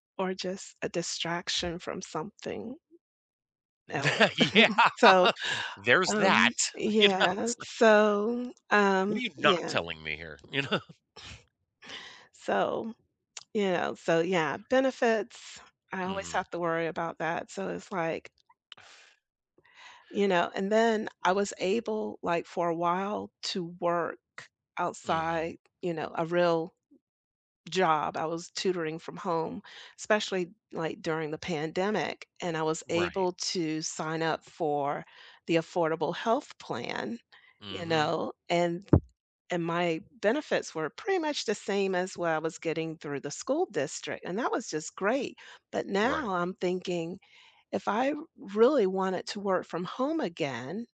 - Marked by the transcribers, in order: laughing while speaking: "Tha yeah"; laugh; stressed: "that"; other background noise; laughing while speaking: "you know, it's like"; chuckle; tapping; stressed: "not"; laughing while speaking: "You know?"; lip smack
- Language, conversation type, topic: English, unstructured, When you compare job offers, which parts of the pay and benefits do you look at first, and why?
- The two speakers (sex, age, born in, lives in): female, 60-64, United States, United States; male, 55-59, United States, United States